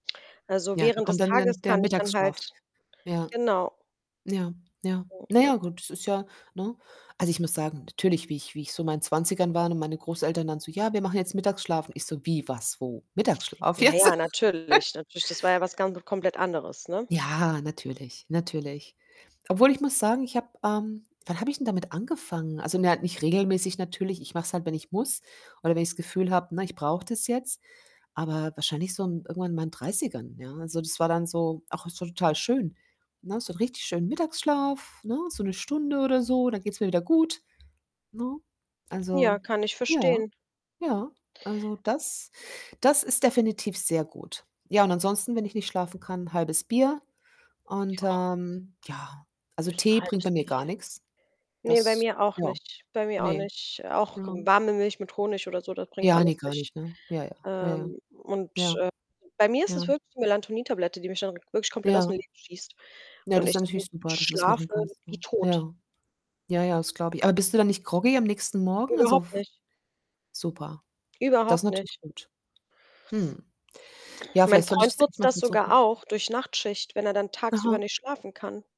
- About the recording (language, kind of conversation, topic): German, unstructured, Was ist dein Geheimnis für einen erholsamen Schlaf?
- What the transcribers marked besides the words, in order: static; unintelligible speech; other background noise; distorted speech; laughing while speaking: "jetzt?"; laugh; tapping; "Melatonin-" said as "Melantonin"